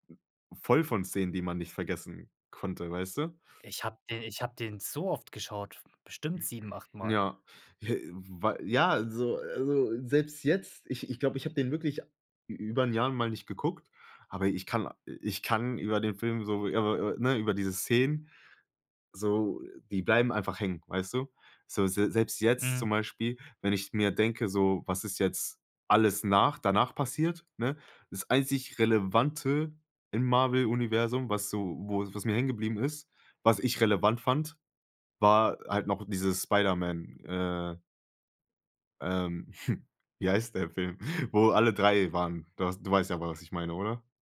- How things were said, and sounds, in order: throat clearing; laughing while speaking: "hm, wie heißt der Film, wo alle"
- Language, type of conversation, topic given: German, podcast, Welche Filmszene kannst du nie vergessen, und warum?